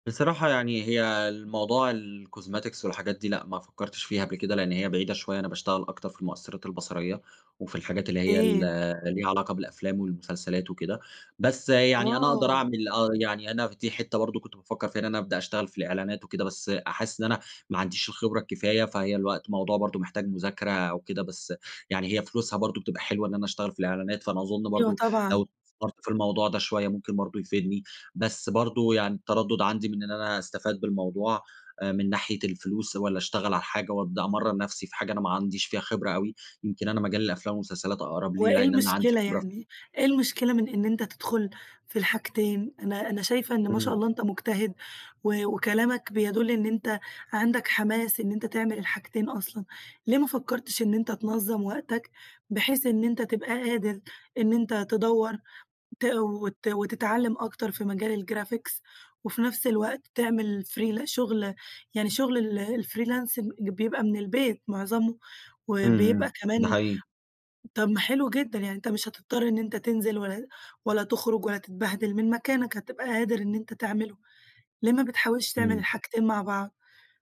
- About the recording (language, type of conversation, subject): Arabic, advice, إزاي بتوصف تجربتك في التنقل دايمًا بين كذا مهمة من غير ما تخلص ولا واحدة؟
- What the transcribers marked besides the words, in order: in English: "الcosmetics"; in English: "الgraphics"; in English: "free"; in English: "الfreelance"